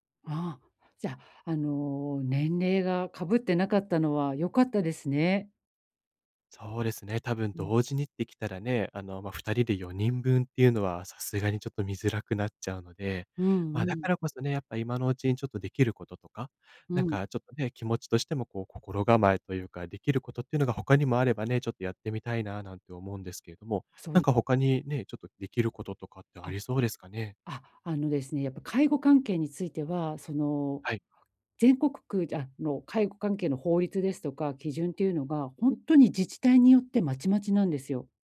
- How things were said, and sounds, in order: other background noise
- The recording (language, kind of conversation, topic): Japanese, advice, 親が高齢になったとき、私の役割はどのように変わりますか？